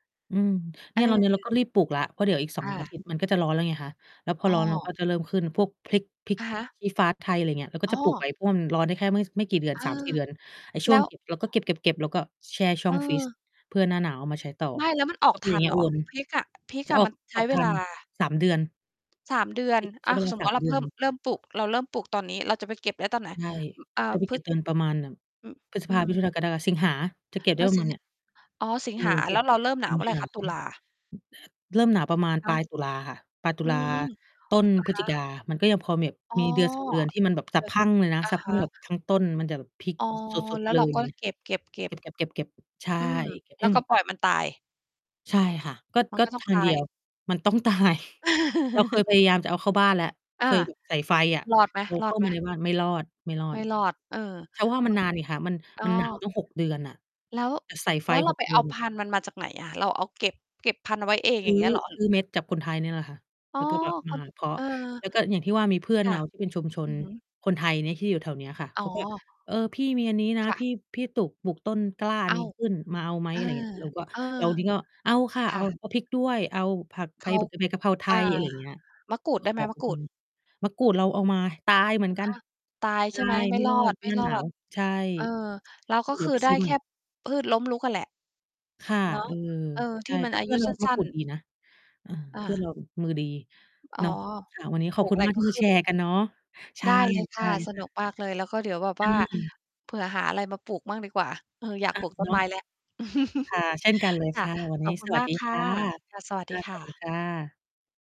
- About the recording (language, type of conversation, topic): Thai, unstructured, คุณคิดว่าการปลูกต้นไม้ส่งผลดีต่อชุมชนอย่างไร?
- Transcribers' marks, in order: distorted speech; mechanical hum; tapping; other background noise; other noise; laughing while speaking: "ตาย"; chuckle; chuckle